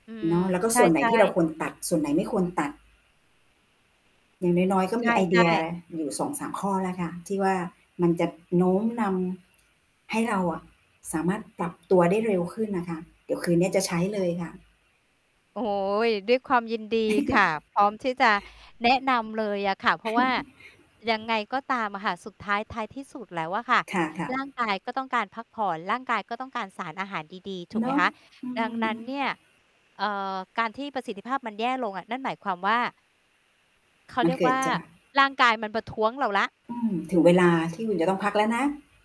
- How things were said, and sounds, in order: static; distorted speech; giggle; tapping; other background noise; giggle
- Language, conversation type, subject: Thai, unstructured, คุณคิดว่าการนอนดึกส่งผลต่อประสิทธิภาพในแต่ละวันไหม?